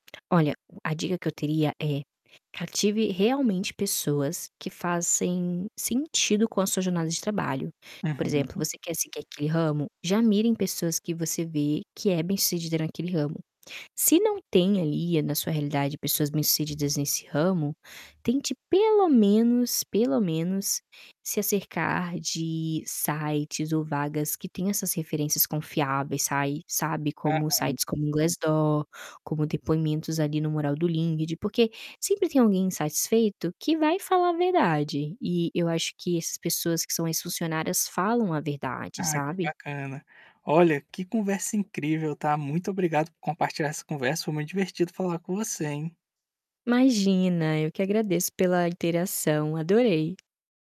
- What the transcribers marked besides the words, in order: static; distorted speech; tapping
- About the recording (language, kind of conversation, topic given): Portuguese, podcast, Como você costuma fazer novas conexões profissionais?